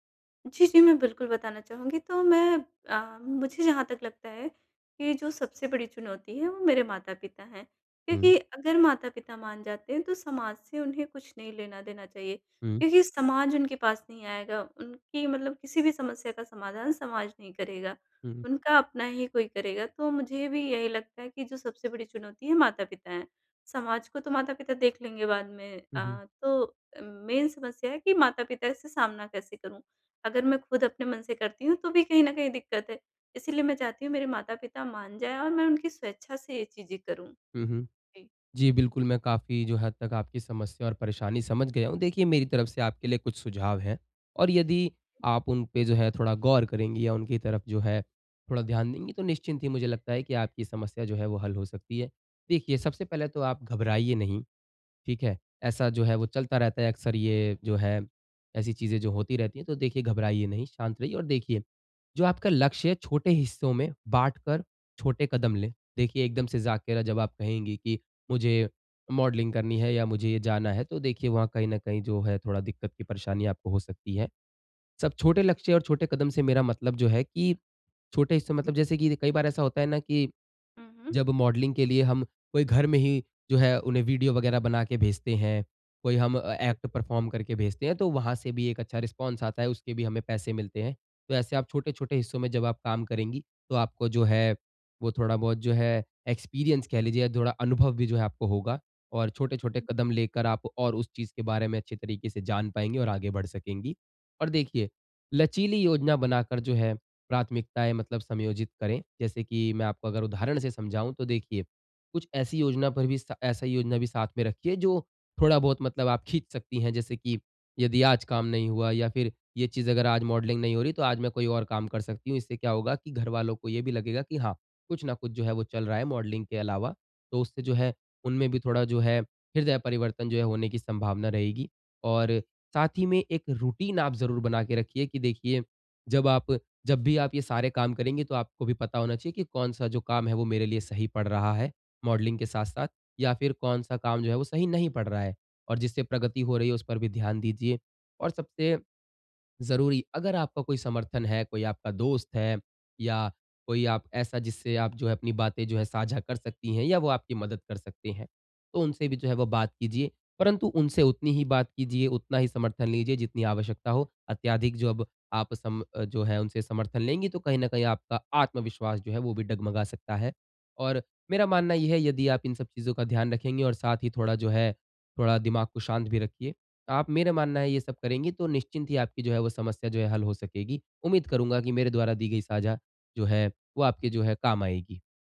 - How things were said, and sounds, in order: in English: "मेन"; in English: "मॉडलिंग"; in English: "मॉडलिंग"; in English: "ए एक्ट परफ़ॉर्म"; in English: "रिस्पॉन्स"; in English: "एक्सपीरियंस"; in English: "मॉडलिंग"; in English: "मॉडलिंग"; in English: "रुटीन"; in English: "मॉडलिंग"
- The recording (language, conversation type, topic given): Hindi, advice, परिवर्तन के दौरान मैं अपने लक्ष्यों के प्रति प्रेरणा कैसे बनाए रखूँ?